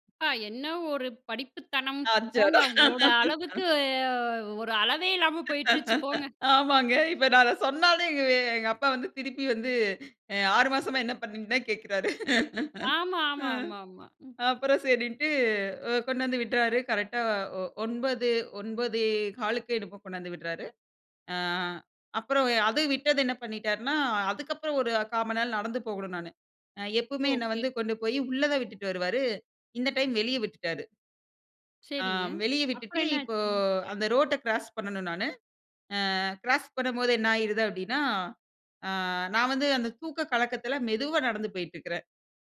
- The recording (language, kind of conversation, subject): Tamil, podcast, சில நேரங்களில் தாமதம் உயிர்காக்க உதவிய அனுபவம் உங்களுக்குண்டா?
- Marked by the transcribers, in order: laugh; drawn out: "சொன்னாலே"; laugh; "நேரம்" said as "நாள்"